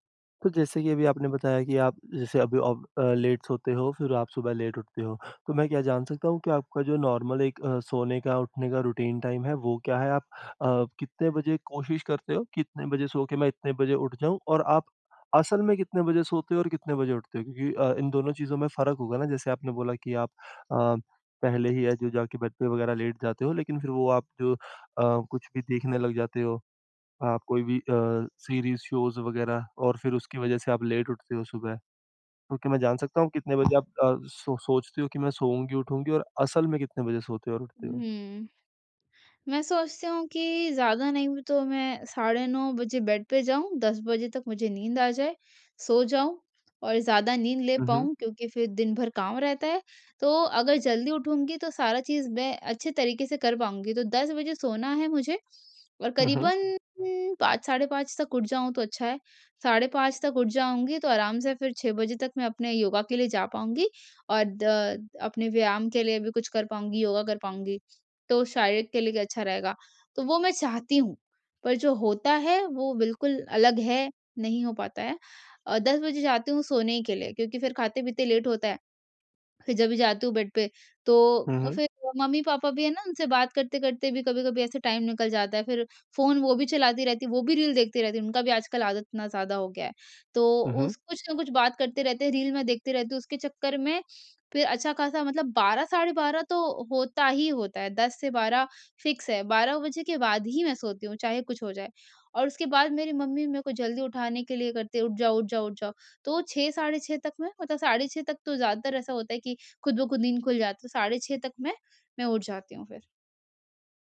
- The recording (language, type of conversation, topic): Hindi, advice, मोबाइल या स्क्रीन देखने के कारण देर तक जागने पर सुबह थकान क्यों महसूस होती है?
- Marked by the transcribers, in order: in English: "नॉर्मल"; in English: "रूटीन टाइम"; in English: "बेड"; in English: "सीरीज़, शोज़"; in English: "बेड"; drawn out: "क़रीबन"; in English: "बेड"; in English: "फ़िक्स"